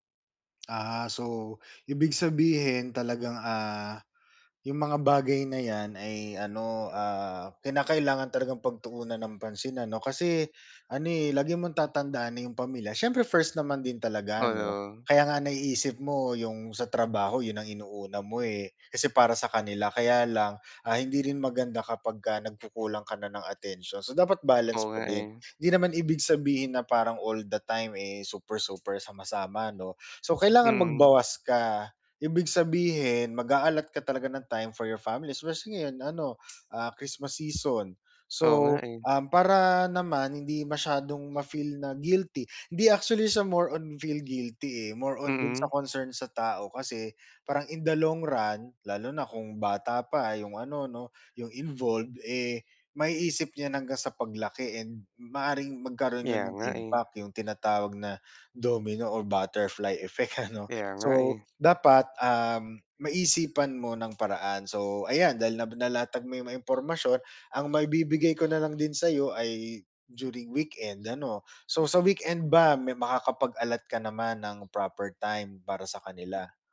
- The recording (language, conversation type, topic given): Filipino, advice, Paano ako makakapagpahinga para mabawasan ang pagod sa isip?
- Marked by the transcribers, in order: in English: "time for your family especially"; other noise; tapping; in English: "more on feel guilty"; in English: "in the long run"; in English: "domino or butterfly effect"